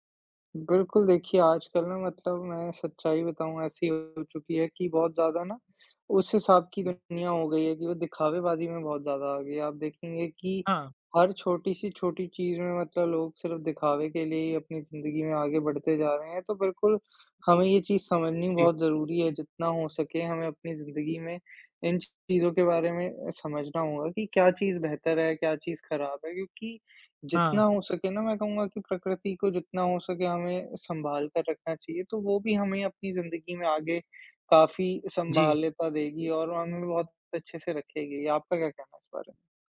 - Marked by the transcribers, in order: other background noise
- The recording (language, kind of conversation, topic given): Hindi, unstructured, क्या जलवायु परिवर्तन को रोकने के लिए नीतियाँ और अधिक सख्त करनी चाहिए?